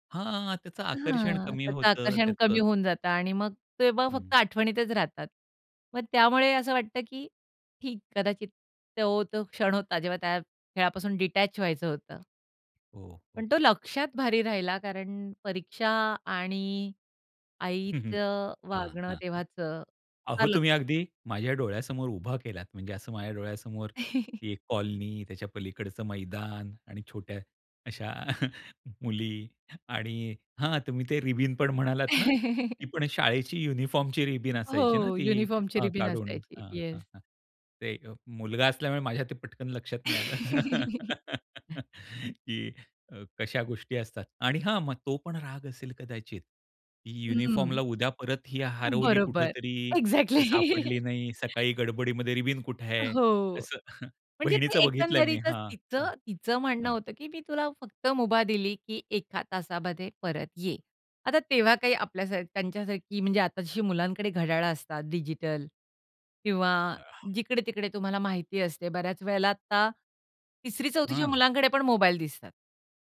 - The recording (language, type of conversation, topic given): Marathi, podcast, लहानपणी तू कोणत्या खेळात सर्वात जास्त गुंतायचास?
- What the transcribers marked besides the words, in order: in English: "डिटॅच"; tapping; chuckle; laughing while speaking: "अशा"; laugh; in English: "युनिफॉर्मची"; laughing while speaking: "हो"; in English: "युनिफॉर्मची"; in English: "येस"; laugh; other background noise; laugh; in English: "युनिफॉर्मला"; laughing while speaking: "बरोबर. एक्झॅक्टली"; in English: "एक्झॅक्टली"; joyful: "हो"; laughing while speaking: "असं"